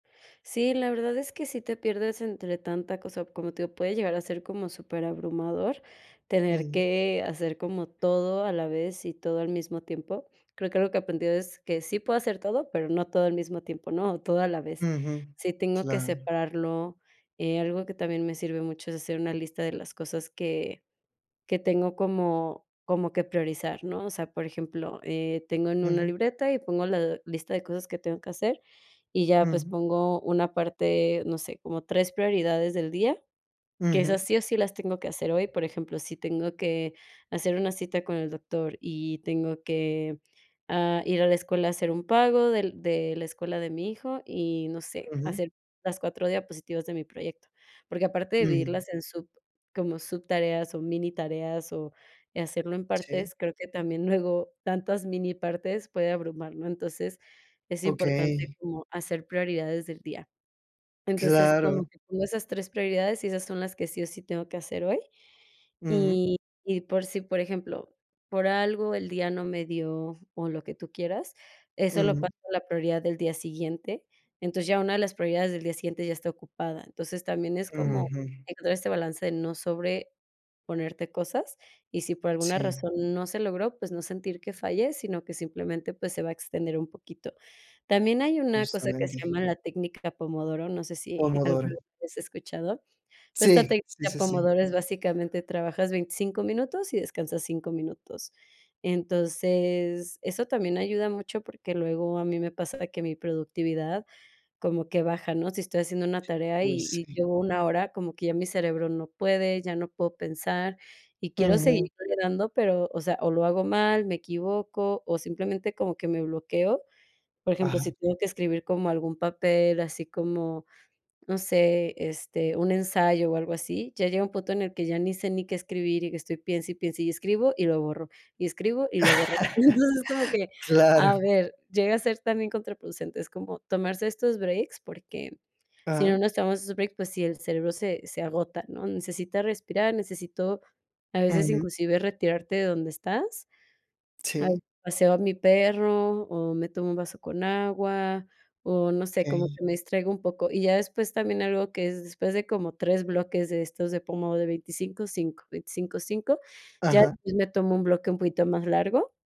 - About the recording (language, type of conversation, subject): Spanish, podcast, ¿Cómo evitas procrastinar?
- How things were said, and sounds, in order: chuckle